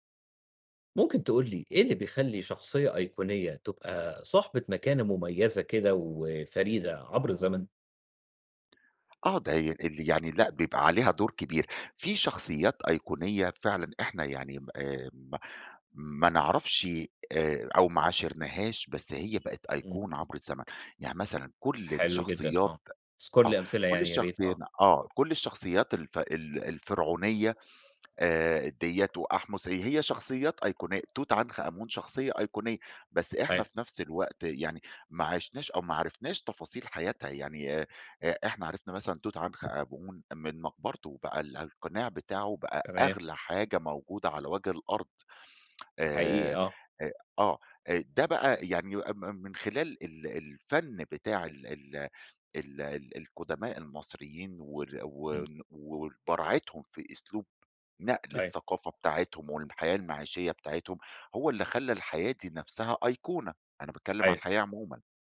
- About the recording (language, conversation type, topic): Arabic, podcast, إيه اللي بيخلّي الأيقونة تفضل محفورة في الذاكرة وليها قيمة مع مرور السنين؟
- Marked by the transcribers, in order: tapping; unintelligible speech